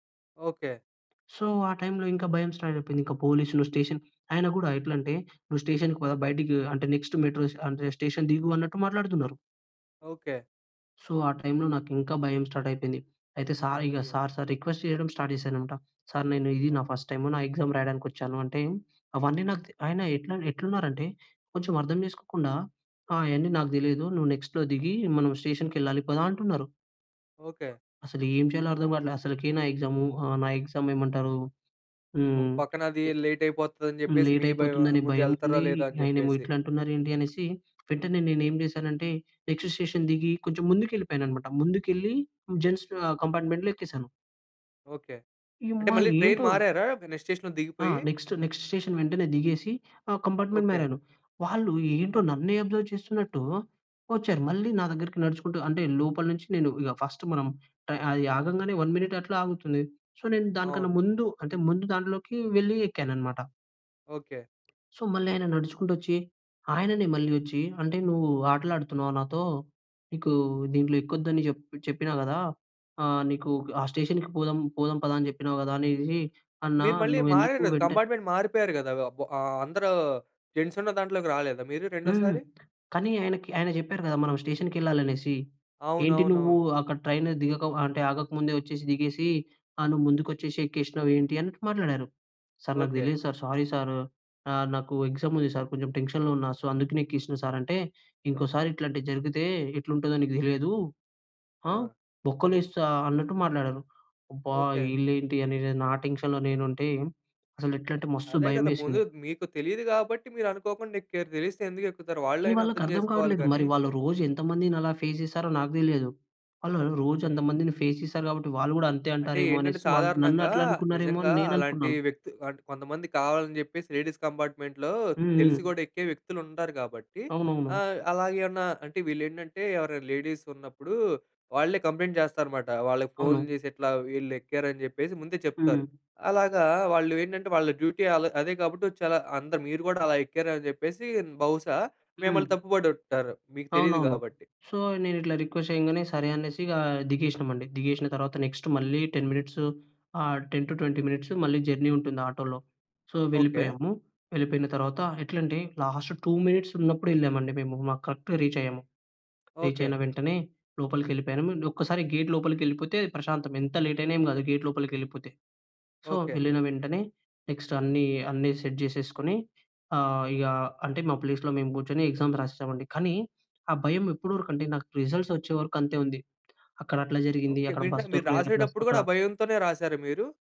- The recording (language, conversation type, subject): Telugu, podcast, భయాన్ని అధిగమించి ముందుకు ఎలా వెళ్లావు?
- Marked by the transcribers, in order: in English: "సో"; in English: "స్టార్ట్"; in English: "స్టేషన్"; in English: "స్టేషన్‌కి"; in English: "నెక్స్ట్ మెట్రో"; in English: "స్టేషన్"; in English: "సో"; in English: "టైమ్‌లో"; in English: "స్టార్ట్"; in English: "రిక్వెస్ట్"; in English: "స్టార్ట్"; in English: "ఫస్ట్ టైమ్"; in English: "ఎగ్జామ్"; in English: "నెక్స్ట్‌లో"; in English: "స్టేషన్‌కి"; in English: "ఎగ్జామ్"; in English: "లే లేట్"; in English: "లేట్"; other background noise; in English: "నెక్స్ట్ స్టేషన్"; in English: "జెంట్స్"; in English: "కంపార్ట్మెంట్‌లో"; in English: "ట్రైన్"; in English: "నెక్స్ట్ స్టేషన్‌లో"; in English: "నెక్స్ట్ నెక్స్ట్ స్టేషన్"; in English: "కంపార్ట్మెంట్"; in English: "అబ్జర్వ్"; in English: "ఫస్ట్"; in English: "వన్ మినిట్"; in English: "సో"; tapping; in English: "సో"; in English: "స్టేషన్‌కి"; in English: "బట్"; in English: "కంపార్ట్మెంట్"; in English: "జెంట్స్"; in English: "ట్రైన్"; in English: "సారీ"; in English: "ఎగ్జామ్"; in English: "టెన్షన్‌లో"; in English: "సో"; in English: "టెన్షన్‌లో"; other noise; in English: "ఫేస్"; in English: "ఫేస్"; in English: "లేడీస్ కంపార్ట్మెంట్‌లో"; in English: "లేడీస్"; in English: "కంప్లెయింట్"; in English: "డ్యూటీ"; in English: "సో"; in English: "రిక్వెస్ట్"; in English: "నెక్స్ట్"; in English: "టెన్ మినిట్స్"; in English: "టెన్ టు ట్వెంటీ మినిట్స్"; in English: "జర్నీ"; in English: "సో"; in English: "లాస్ట్ టూ మినిట్స్"; in English: "కరెక్ట్‌గా రీచ్"; in English: "రీచ్"; in English: "గేట్"; in English: "లేట్"; in English: "గేట్"; in English: "సో"; in English: "నెక్స్ట్"; in English: "సెట్"; in English: "ప్లేస్‌లో"; in English: "ఎగ్జామ్స్"; in English: "రిజల్ట్"; in English: "ప్లస్"